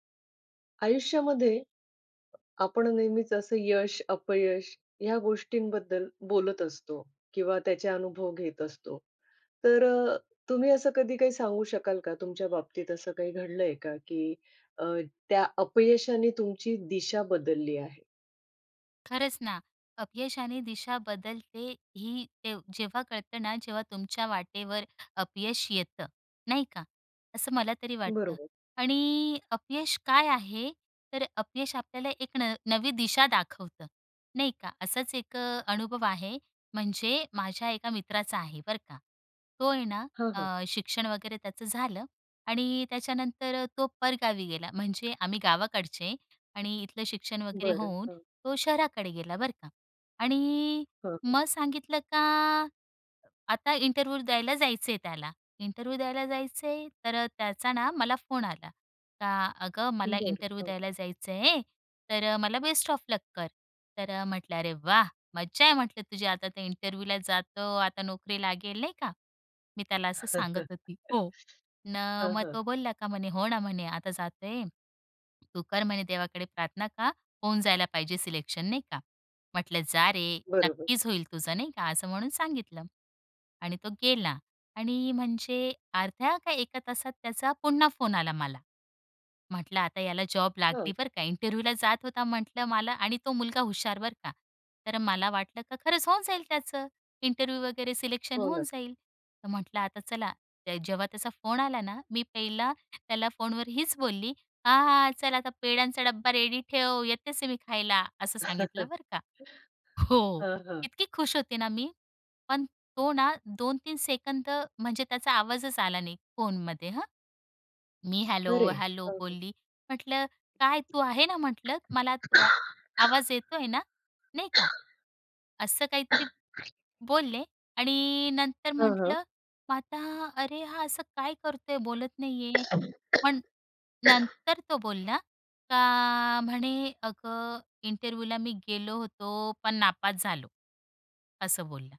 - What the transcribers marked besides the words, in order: other background noise; in English: "इंटरव्ह्यु"; in English: "इंटरव्ह्यु"; in English: "इंटरव्ह्यु"; in English: "बेस्ट ऑफ लक"; in English: "इंटरव्ह्युला"; laugh; in English: "सिलेक्शन"; in English: "इंटरव्ह्युला"; in English: "इंटरव्ह्यु"; in English: "सिलेक्शन"; laugh; in English: "रेडी"; cough; cough; unintelligible speech; cough; in English: "इंटरव्ह्युला"
- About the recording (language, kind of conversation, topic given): Marathi, podcast, कधी अपयशामुळे तुमची वाटचाल बदलली आहे का?